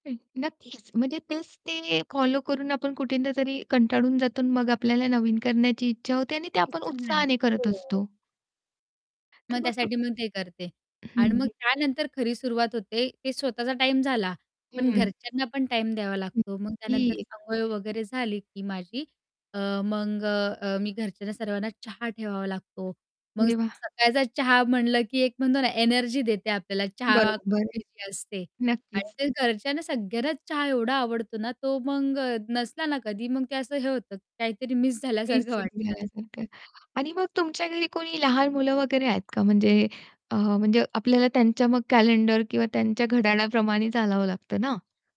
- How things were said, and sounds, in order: static; distorted speech; other background noise; tapping; unintelligible speech; unintelligible speech
- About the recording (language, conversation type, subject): Marathi, podcast, तुमच्या घरात सकाळची दिनचर्या कशी असते?